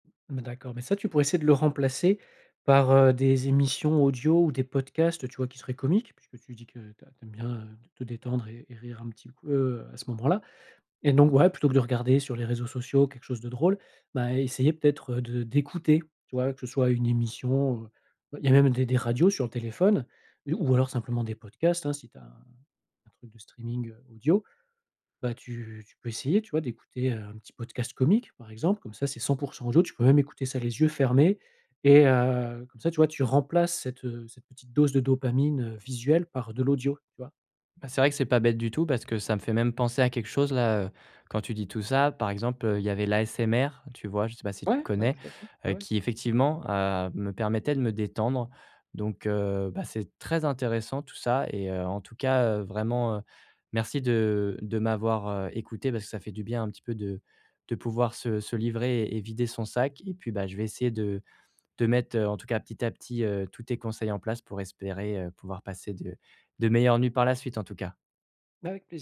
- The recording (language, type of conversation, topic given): French, advice, Pourquoi est-ce que je me réveille plusieurs fois par nuit et j’ai du mal à me rendormir ?
- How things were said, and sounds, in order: stressed: "d'écouter"